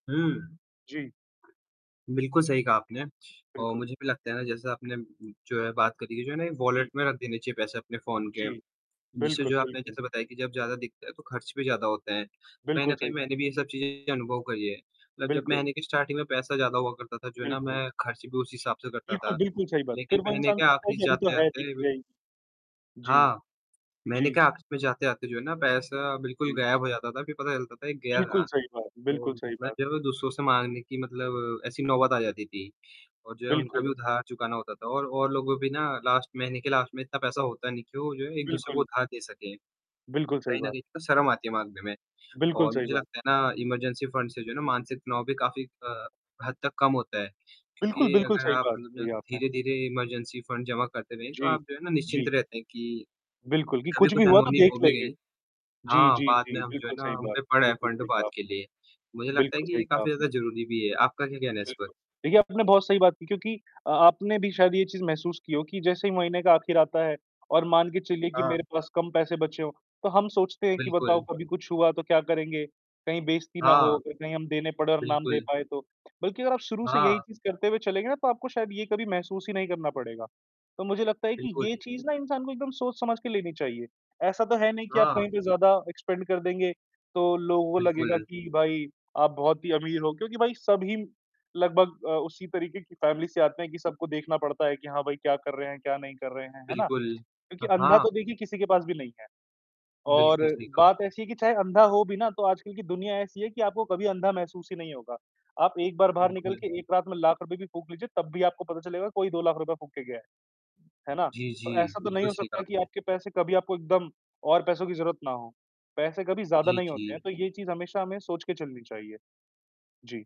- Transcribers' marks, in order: static; in English: "वॉलेट"; distorted speech; in English: "स्टार्टिंग"; in English: "लास्ट"; in English: "लास्ट"; in English: "इमरजेंसी फंड"; in English: "इमरजेंसी फंड"; in English: "स्पेंड"; in English: "फ़ैमिली"
- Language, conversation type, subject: Hindi, unstructured, आपको आपातकालीन निधि क्यों बनानी चाहिए?